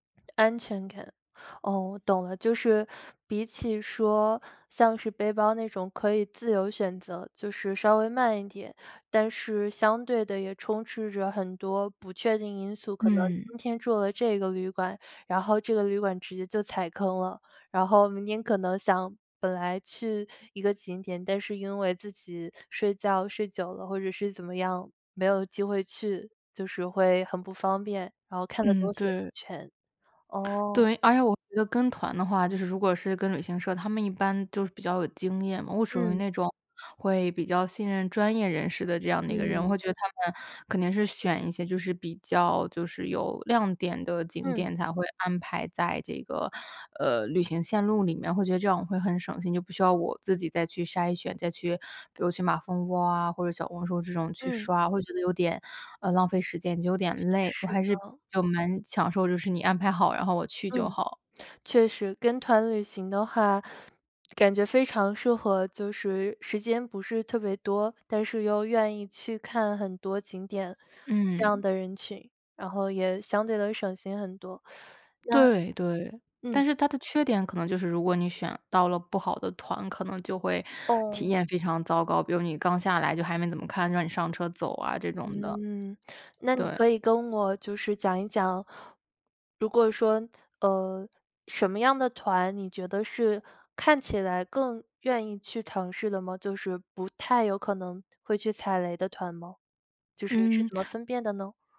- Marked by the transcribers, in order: teeth sucking; "尝试" said as "唐氏"
- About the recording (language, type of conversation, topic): Chinese, podcast, 你更倾向于背包游还是跟团游，为什么？